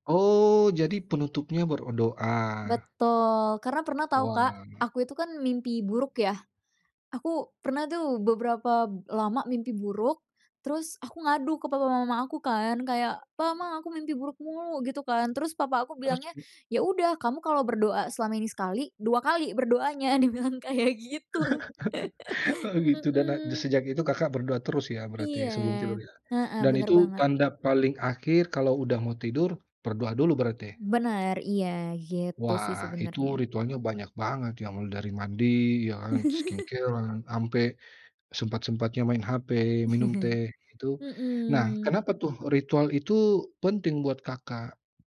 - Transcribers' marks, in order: "berdoa" said as "berodoa"; laugh; laughing while speaking: "dia bilang kayak gitu"; tapping; laugh; in English: "skincare-an"; chuckle
- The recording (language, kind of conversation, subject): Indonesian, podcast, Apa ritual malam yang selalu kamu lakukan agar lebih tenang sebelum tidur?